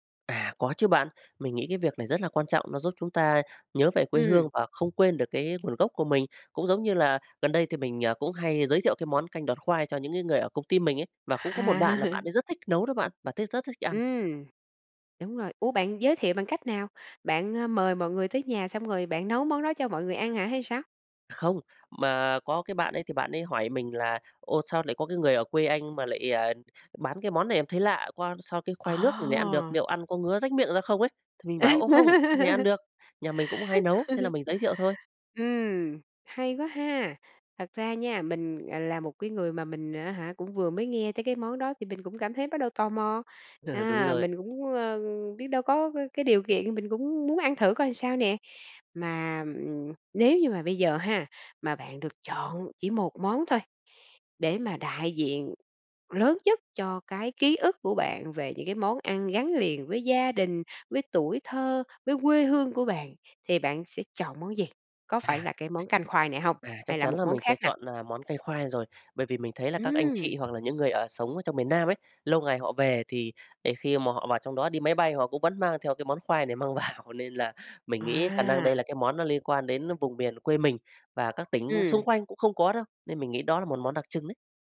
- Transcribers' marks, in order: tapping; laughing while speaking: "À"; other background noise; "liệu" said as "niệu"; laugh; laughing while speaking: "vào"
- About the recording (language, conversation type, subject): Vietnamese, podcast, Bạn nhớ kỷ niệm nào gắn liền với một món ăn trong ký ức của mình?